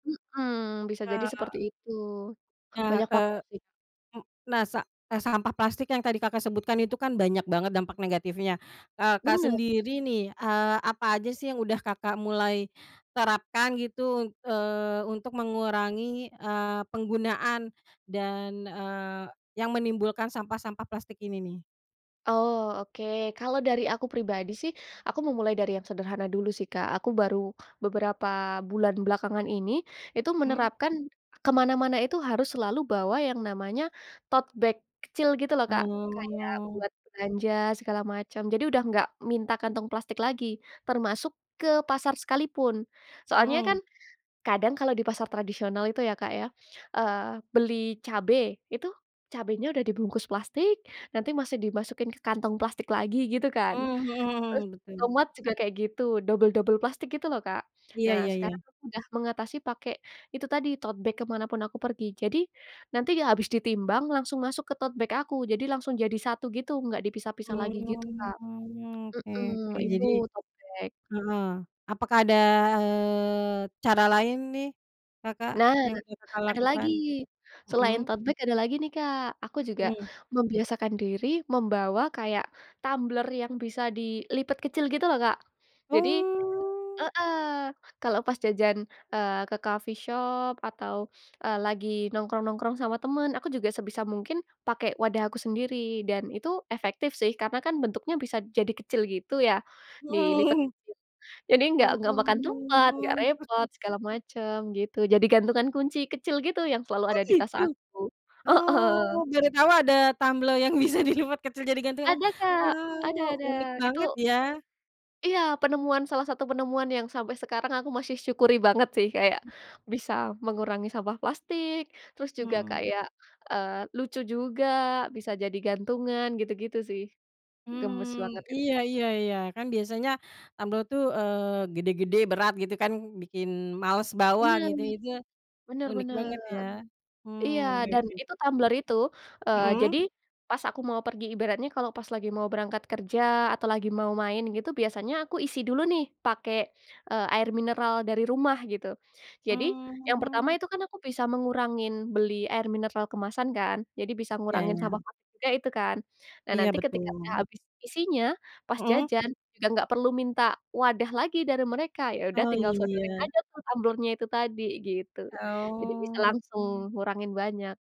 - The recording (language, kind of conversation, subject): Indonesian, podcast, Apa pandanganmu tentang sampah plastik di sekitar kita?
- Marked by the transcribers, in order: in English: "tote bag"; drawn out: "Oh"; in English: "tote bag"; in English: "tote bag"; drawn out: "Oh"; in English: "tote bag"; in English: "tote bag"; other background noise; in English: "coffee shop"; drawn out: "Oh"; chuckle; surprised: "Oh, gitu?"; laughing while speaking: "Heeh"; laughing while speaking: "bisa dilipat"; "masih" said as "masyih"